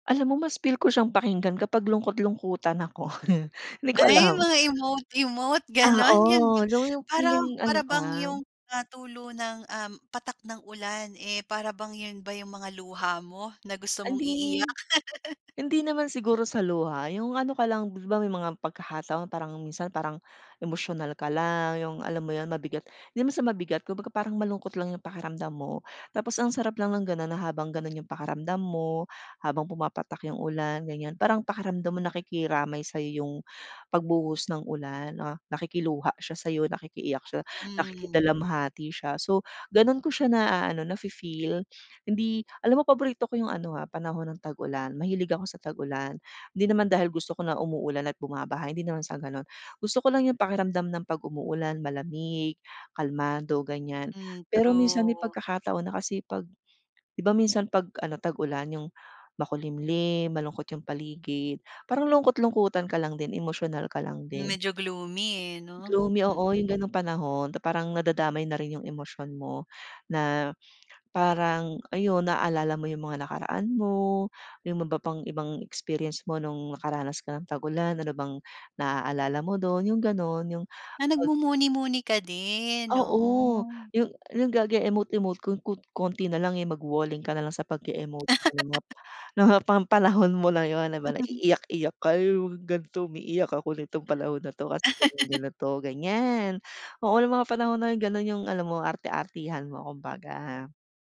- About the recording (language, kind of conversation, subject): Filipino, podcast, Ano ang paborito mong tunog sa kalikasan, at bakit?
- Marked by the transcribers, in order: chuckle; "Hindi" said as "andi"; laugh; other background noise; tapping; laugh; chuckle; laugh; unintelligible speech